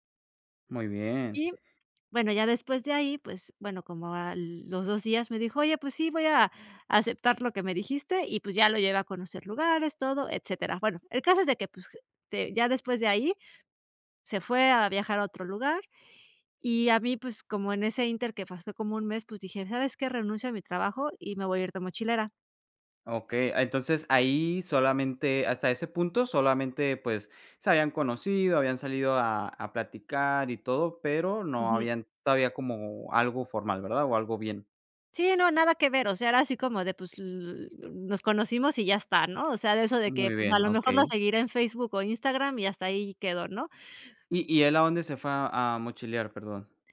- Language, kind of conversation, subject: Spanish, podcast, ¿Has conocido a alguien por casualidad que haya cambiado tu vida?
- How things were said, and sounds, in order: other background noise